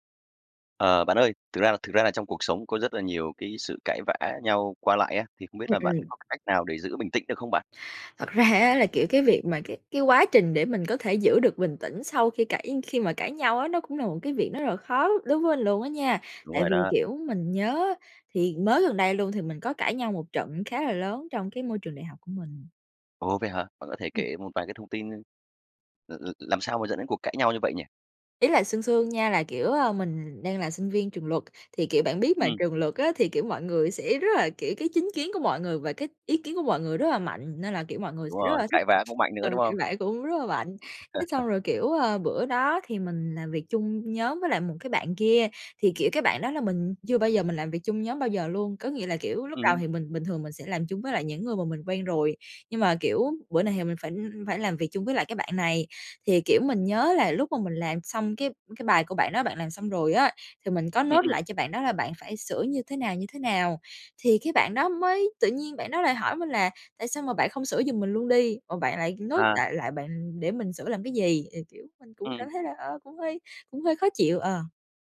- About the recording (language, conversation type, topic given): Vietnamese, podcast, Làm sao bạn giữ bình tĩnh khi cãi nhau?
- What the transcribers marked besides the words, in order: laughing while speaking: "ra"; tapping; unintelligible speech; laugh; in English: "note"; in English: "note"